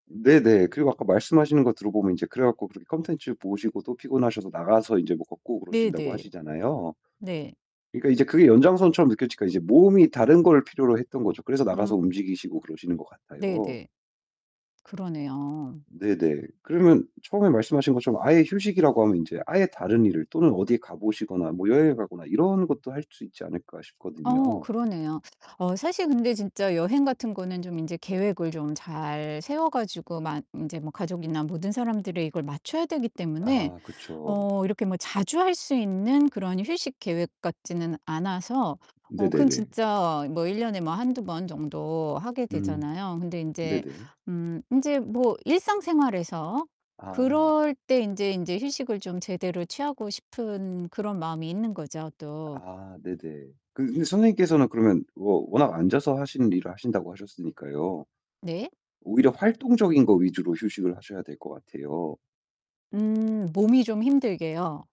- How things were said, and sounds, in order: distorted speech; other background noise; mechanical hum; tapping
- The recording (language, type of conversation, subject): Korean, advice, 아무리 쉬어도 휴식이 만족스럽지 않은 이유는 무엇인가요?